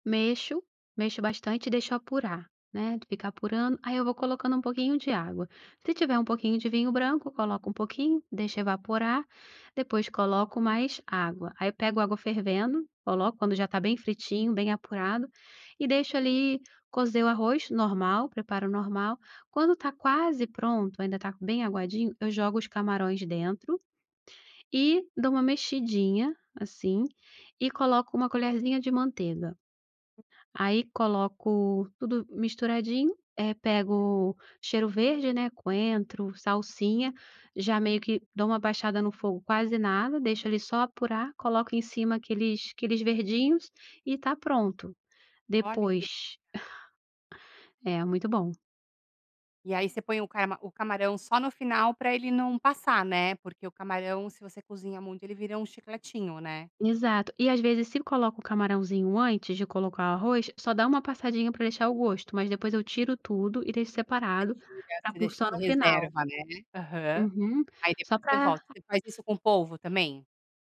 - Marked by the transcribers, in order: tapping; other background noise
- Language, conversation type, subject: Portuguese, podcast, O que fez um prato da sua família se tornar mais especial com o tempo?